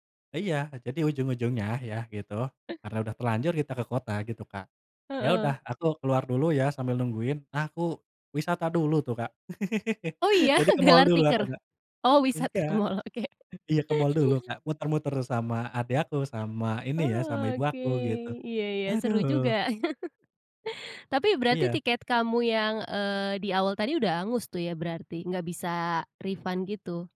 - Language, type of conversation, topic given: Indonesian, podcast, Pernahkah kamu mengalami kejadian ketinggalan pesawat atau kereta, dan bagaimana ceritanya?
- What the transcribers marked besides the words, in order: tapping; chuckle; laugh; other background noise; laughing while speaking: "wisata ke mall, oke"; chuckle; in English: "refund"